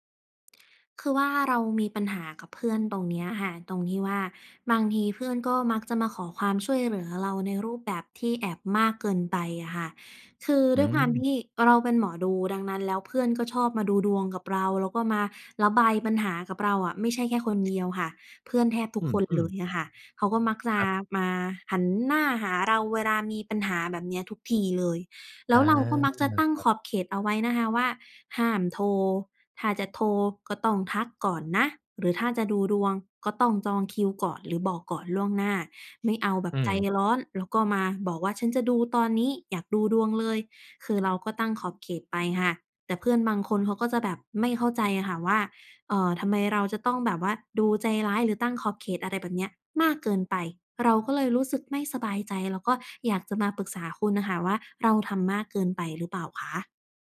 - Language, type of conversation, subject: Thai, advice, ควรตั้งขอบเขตกับเพื่อนที่ขอความช่วยเหลือมากเกินไปอย่างไร?
- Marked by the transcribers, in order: other background noise